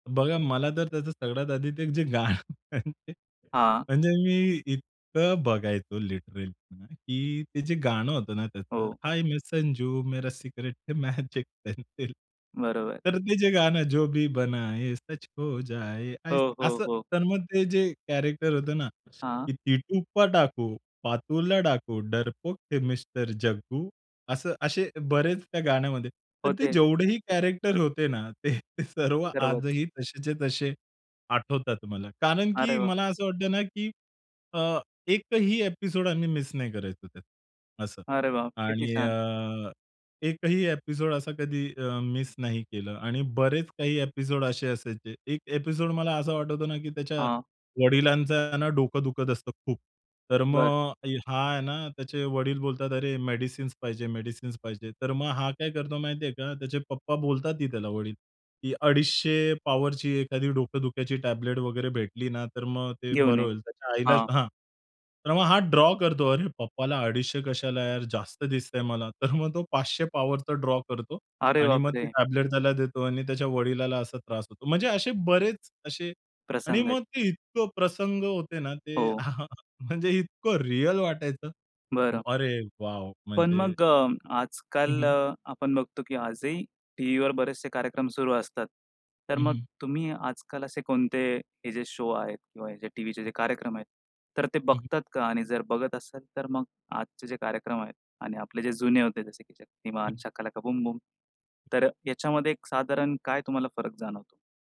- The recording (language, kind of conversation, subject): Marathi, podcast, लहानपणी तुमचा आवडता दूरदर्शनवरील कार्यक्रम कोणता होता?
- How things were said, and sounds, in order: laughing while speaking: "गाणं म्हणजे"; in English: "लिटरली"; singing: "हाय मै संजू, मेरा सिक्रेट है मॅजिक पेन्सिल"; in Hindi: "हाय मै संजू, मेरा सिक्रेट है मॅजिक पेन्सिल"; singing: "जो भी बनाये सच हो जाये"; in Hindi: "जो भी बनाये सच हो जाये"; in English: "कॅरेक्टर"; in Hindi: "टीटू पढ़ाकू, पार्थो पढ़ाकू, डरपोक थे मिस्टर जग्गू"; in English: "कॅरेक्टर"; in English: "ॲपिसोड"; in English: "ॲपिसोड"; in English: "ॲपिसोड"; in English: "ॲपिसोड"; in English: "टॅबलेट"; in English: "ड्रॉ"; in English: "ड्रॉ"; in English: "टॅबलेट"; chuckle; in English: "शो"; other background noise